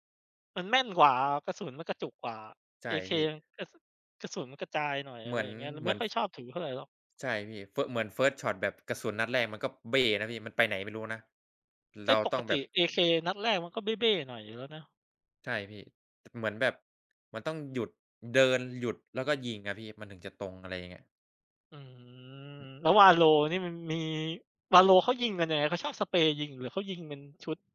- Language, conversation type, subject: Thai, unstructured, คุณคิดว่าการเล่นเกมออนไลน์ส่งผลต่อชีวิตประจำวันของคุณไหม?
- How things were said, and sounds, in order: in English: "เฟิสต์ช็อต"